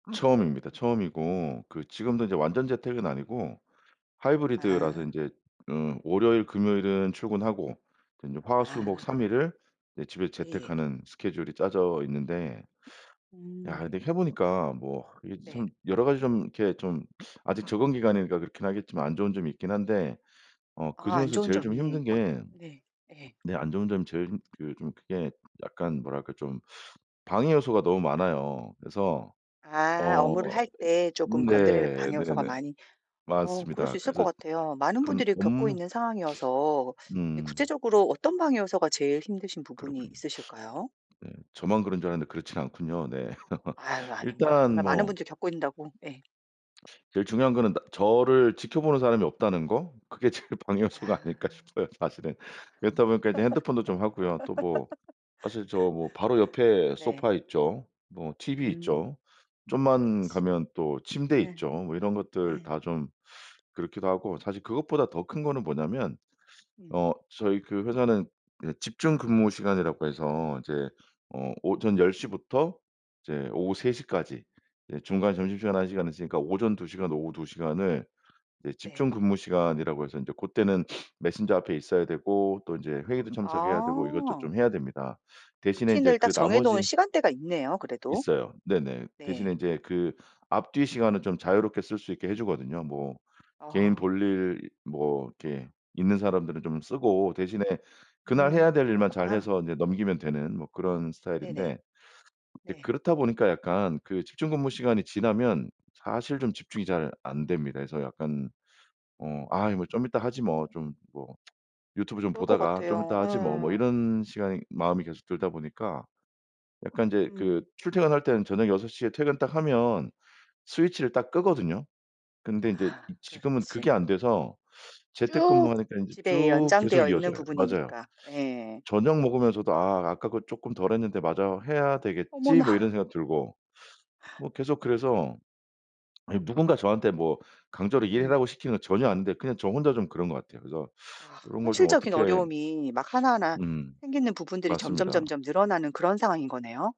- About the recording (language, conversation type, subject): Korean, advice, 퇴근 후에도 집에서 계속 일하게 되어 업무와 개인 시간을 구분하기 어려우신가요?
- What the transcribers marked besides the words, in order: background speech; tapping; other background noise; laugh; laughing while speaking: "제일 방해 요소가 아닐까 싶어요"; laugh; sniff; tsk